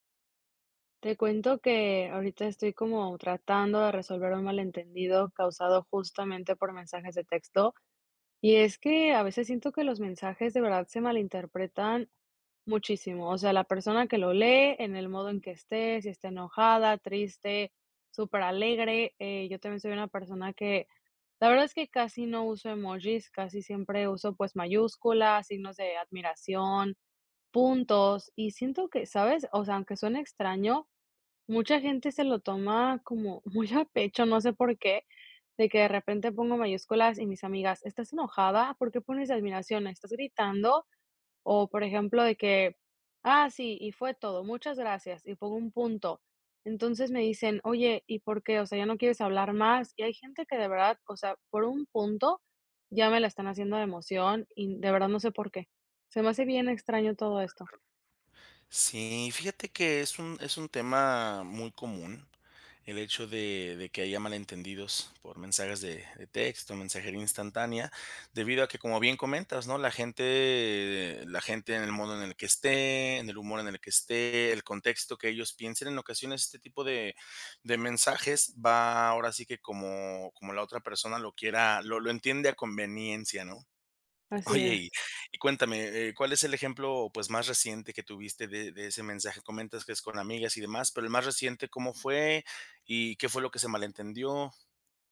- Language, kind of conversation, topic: Spanish, advice, ¿Cómo puedo resolver un malentendido causado por mensajes de texto?
- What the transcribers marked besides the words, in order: laughing while speaking: "muy a pecho"; other background noise; laughing while speaking: "Oye"